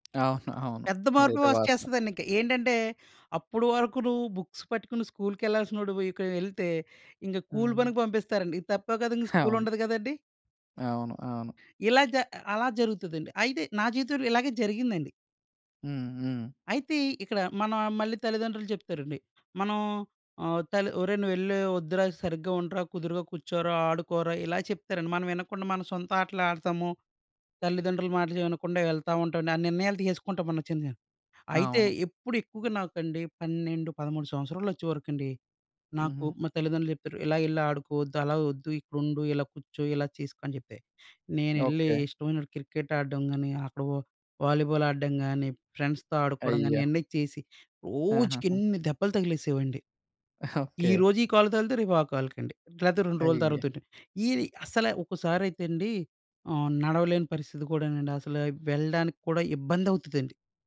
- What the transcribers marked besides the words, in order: tapping; other background noise; in English: "బుక్స్"; in English: "ఫ్రెండ్స్‌తో"; stressed: "రోజుకెన్ని"; chuckle
- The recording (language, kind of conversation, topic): Telugu, podcast, ఒక చిన్న చర్య వల్ల మీ జీవితంలో పెద్ద మార్పు తీసుకొచ్చిన సంఘటన ఏదైనా ఉందా?